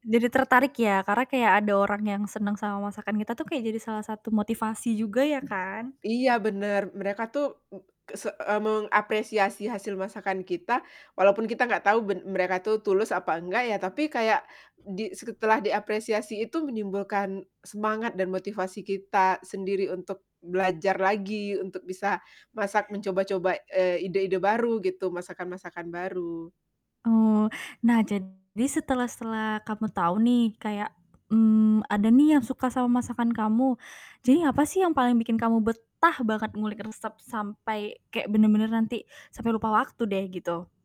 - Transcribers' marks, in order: other background noise; tapping; static; "mengapresiasi" said as "mengapesiasi"; "setelah" said as "seketelah"; distorted speech; stressed: "betah"
- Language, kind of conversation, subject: Indonesian, podcast, Mengapa kamu jatuh cinta pada kegiatan memasak atau mengutak-atik resep?